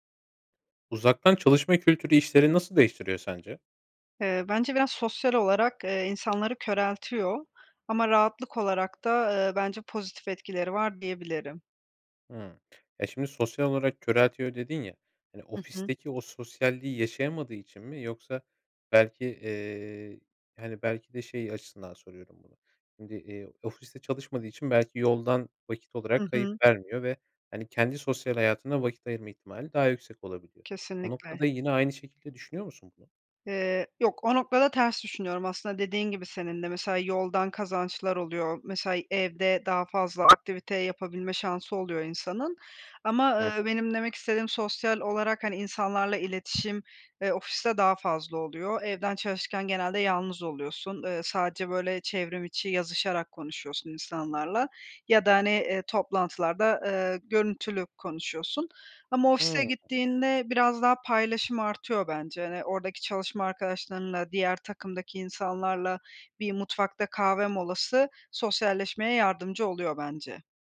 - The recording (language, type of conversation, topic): Turkish, podcast, Uzaktan çalışma kültürü işleri nasıl değiştiriyor?
- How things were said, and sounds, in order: tapping; other background noise